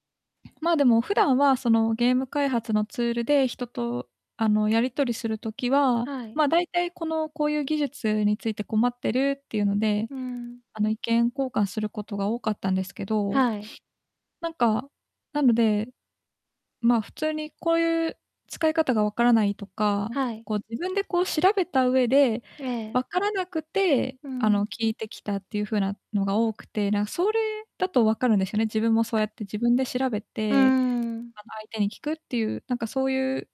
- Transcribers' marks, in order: other noise; distorted speech; tapping; other background noise; background speech
- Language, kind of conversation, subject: Japanese, advice, 友達に過去の失敗を何度も責められて落ち込むとき、どんな状況でどんな気持ちになりますか？